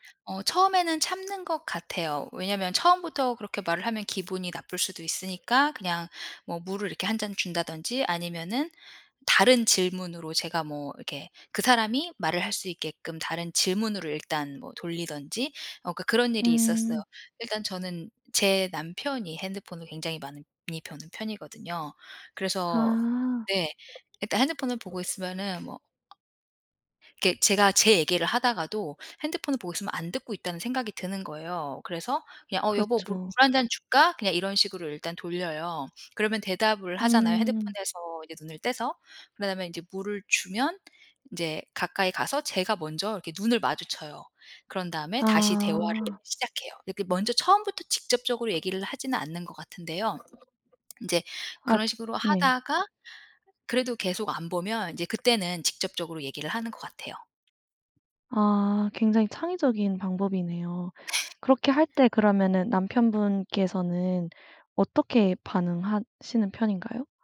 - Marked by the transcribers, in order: other background noise; tapping
- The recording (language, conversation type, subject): Korean, podcast, 대화 중에 상대가 휴대폰을 볼 때 어떻게 말하면 좋을까요?